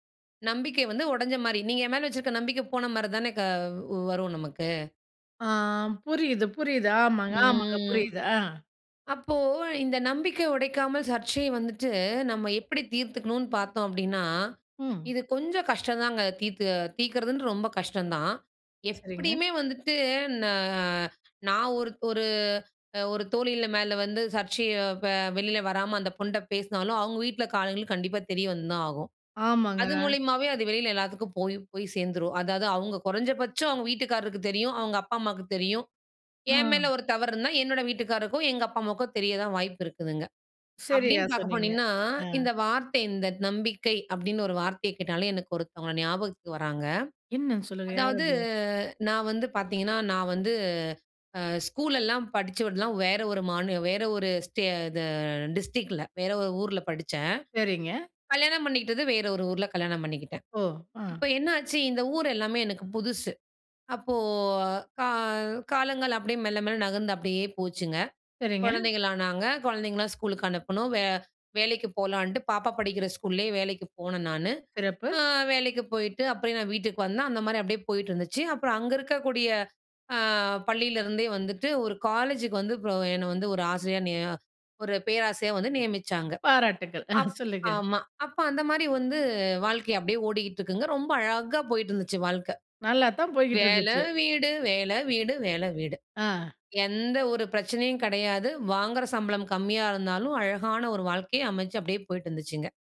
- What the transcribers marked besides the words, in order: drawn out: "ம்"; "தீர்க்கிறதுன்றது" said as "தீர்க்கிறதுன்று"; "தோழி" said as "தோழில"; in English: "டிஸ்ட்ரிக்ட்ல"; laughing while speaking: "ஆ"
- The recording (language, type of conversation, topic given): Tamil, podcast, நம்பிக்கையை உடைக்காமல் சர்ச்சைகளை தீர்க்க எப்படி செய்கிறீர்கள்?